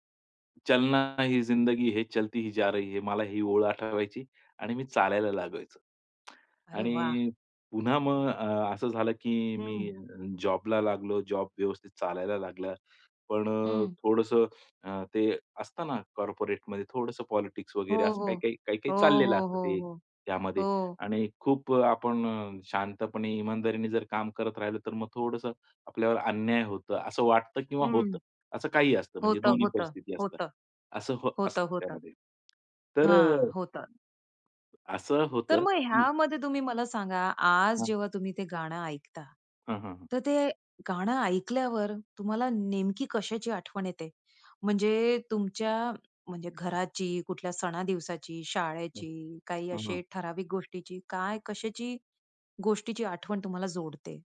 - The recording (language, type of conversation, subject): Marathi, podcast, लहानपणी कोणत्या गाण्यांनी तुझ्यावर परिणाम केला?
- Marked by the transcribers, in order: in Hindi: "चलना ही जिंदगी है, चलती ही जा रही है"; other background noise; in English: "कॉर्पोरेटमध्ये"; tapping